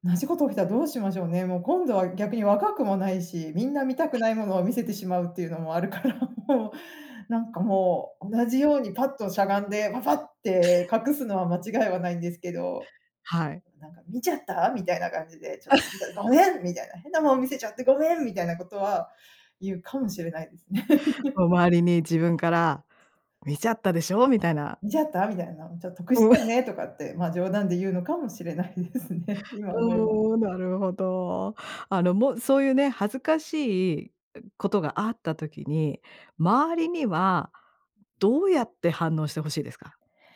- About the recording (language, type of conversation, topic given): Japanese, podcast, あなたがこれまでで一番恥ずかしかった経験を聞かせてください。
- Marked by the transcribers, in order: other noise; laughing while speaking: "あるから、もう"; laugh; laughing while speaking: "言うかもしれないですね"; laughing while speaking: "うん"; laughing while speaking: "しれないですね"